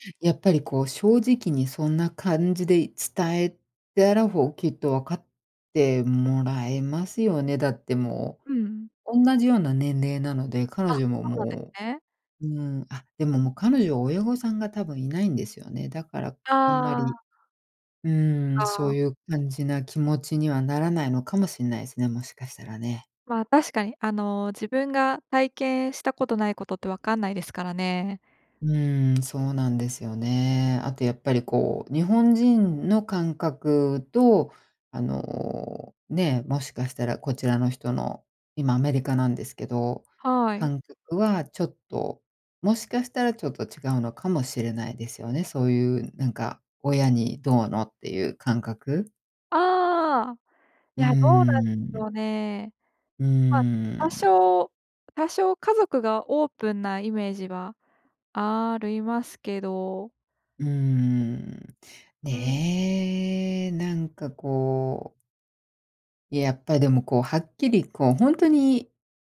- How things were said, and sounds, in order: none
- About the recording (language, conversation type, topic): Japanese, advice, 友人との境界線をはっきり伝えるにはどうすればよいですか？